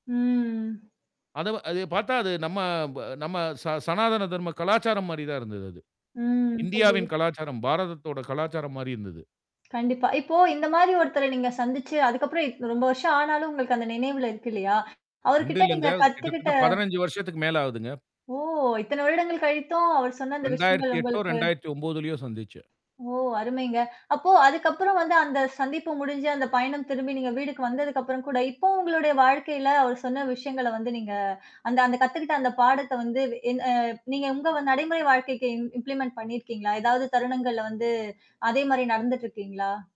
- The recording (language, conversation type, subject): Tamil, podcast, பயணத்தில் நீங்கள் சந்தித்த ஒருவரிடமிருந்து கற்றுக்கொண்ட மிக முக்கியமான பாடம் என்ன?
- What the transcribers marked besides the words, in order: drawn out: "ம்"; drawn out: "ம்"; other noise; distorted speech; static; mechanical hum; in English: "இம்ப்ளிமெண்ட்"